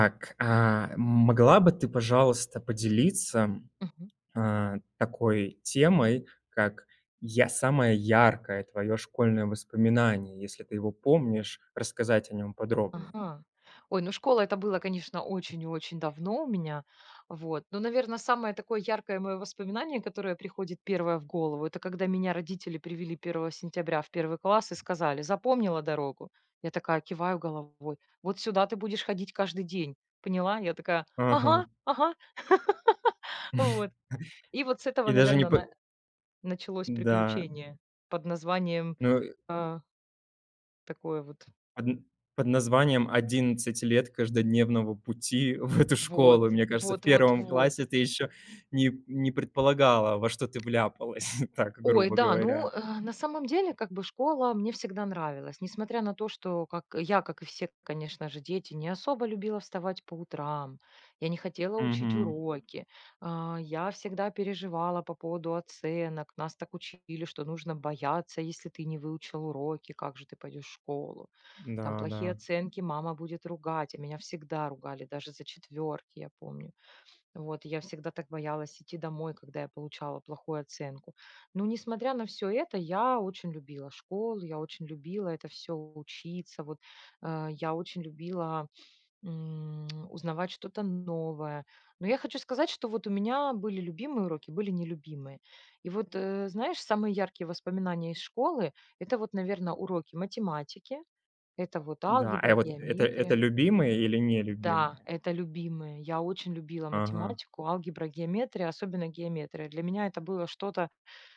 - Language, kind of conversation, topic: Russian, podcast, Какое твое самое яркое школьное воспоминание?
- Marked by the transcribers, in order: chuckle; laugh; other background noise; laughing while speaking: "в эту"; tapping; chuckle; tsk